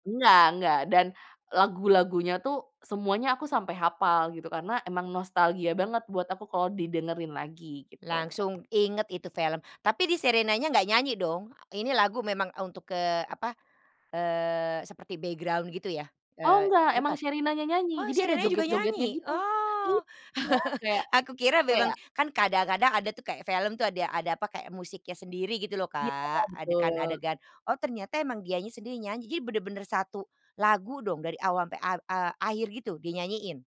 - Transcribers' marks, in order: in English: "background"; surprised: "Oh, Sherinanya juga nyanyi? Oh"; chuckle
- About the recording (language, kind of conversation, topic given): Indonesian, podcast, Film atau momen apa yang bikin kamu nostalgia saat mendengar sebuah lagu?